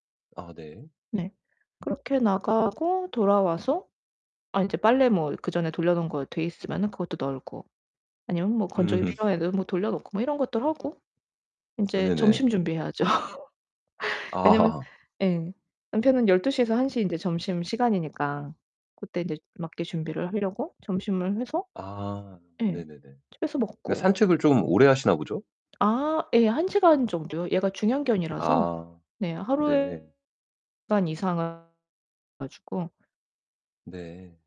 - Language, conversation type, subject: Korean, advice, 저녁에 긴장을 풀고 잠들기 전에 어떤 루틴을 만들면 좋을까요?
- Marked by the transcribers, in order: distorted speech; laughing while speaking: "음"; laugh; other background noise; unintelligible speech; unintelligible speech